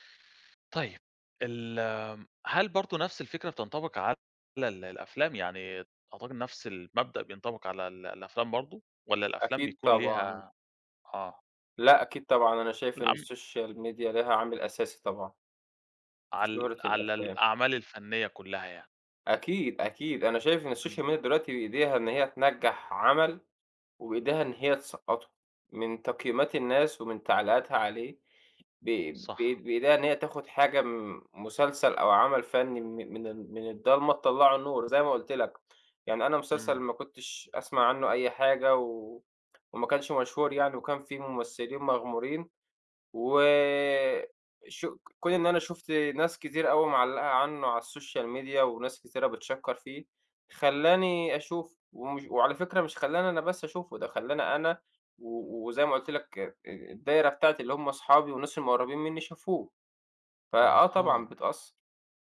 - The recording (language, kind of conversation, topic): Arabic, podcast, إزاي بتأثر السوشال ميديا على شهرة المسلسلات؟
- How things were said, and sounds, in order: tapping; unintelligible speech; in English: "الsocial media"; in English: "الsocial media"; in English: "الsocial media"